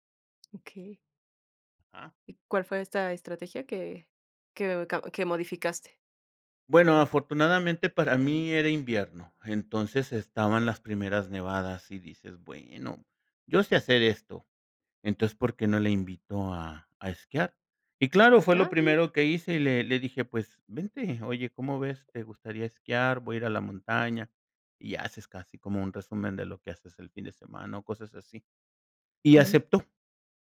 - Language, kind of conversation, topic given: Spanish, podcast, ¿Qué momento en la naturaleza te dio paz interior?
- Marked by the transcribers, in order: none